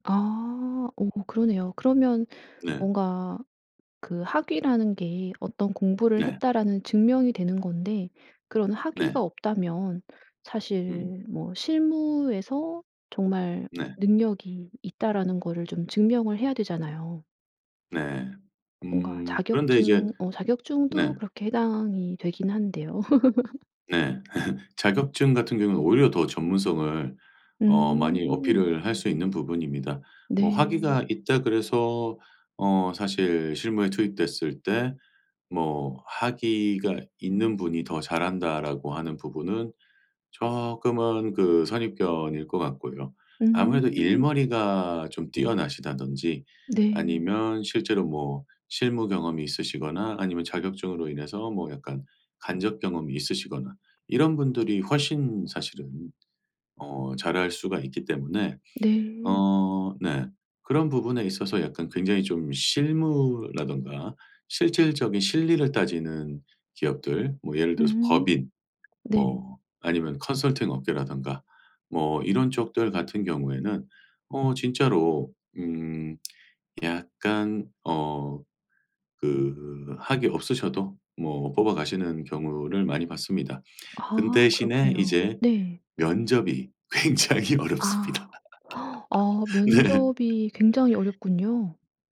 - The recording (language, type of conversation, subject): Korean, podcast, 학위 없이 배움만으로 커리어를 바꿀 수 있을까요?
- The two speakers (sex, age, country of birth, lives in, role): female, 55-59, South Korea, South Korea, host; male, 45-49, South Korea, United States, guest
- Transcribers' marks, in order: laugh; other background noise; lip smack; gasp; laughing while speaking: "굉장히 어렵습니다. 네"; laugh